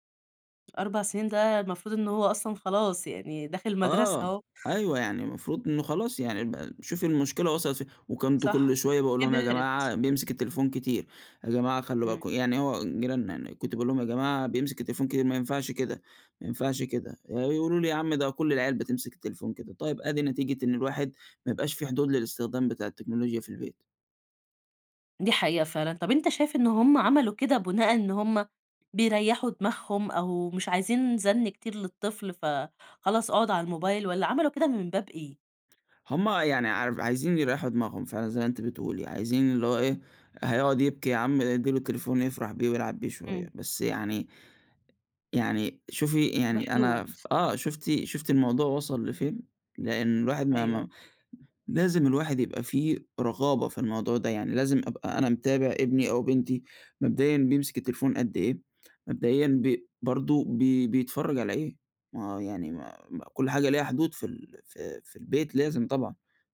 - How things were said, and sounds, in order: tapping
- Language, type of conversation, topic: Arabic, podcast, إزاي بتحدد حدود لاستخدام التكنولوجيا مع أسرتك؟